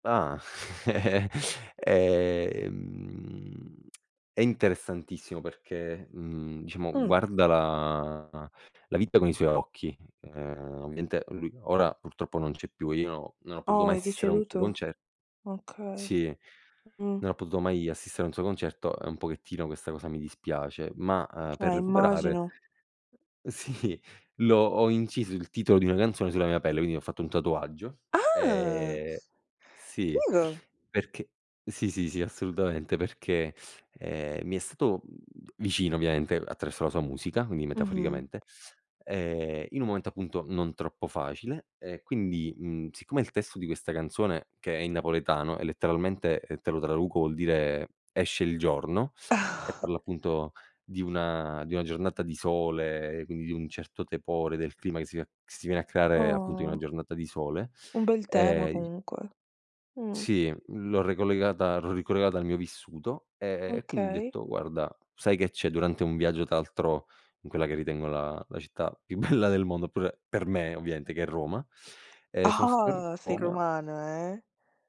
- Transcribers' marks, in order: chuckle; laughing while speaking: "Eh-eh"; drawn out: "Ehm"; lip smack; drawn out: "la"; other background noise; "ovviamente" said as "ovviente"; tapping; laughing while speaking: "sì"; surprised: "Ah!"; chuckle; laughing while speaking: "bella"
- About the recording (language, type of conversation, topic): Italian, podcast, Com’è diventata la musica una parte importante della tua vita?
- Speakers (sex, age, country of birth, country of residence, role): female, 20-24, Italy, Italy, host; male, 25-29, Italy, Italy, guest